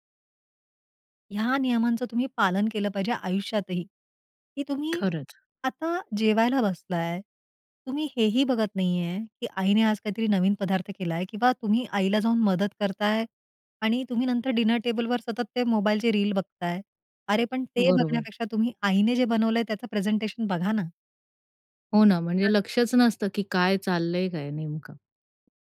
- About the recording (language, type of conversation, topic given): Marathi, podcast, कुटुंबीय जेवणात मोबाईल न वापरण्याचे नियम तुम्ही कसे ठरवता?
- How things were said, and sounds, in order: in English: "डिनर"; unintelligible speech; other background noise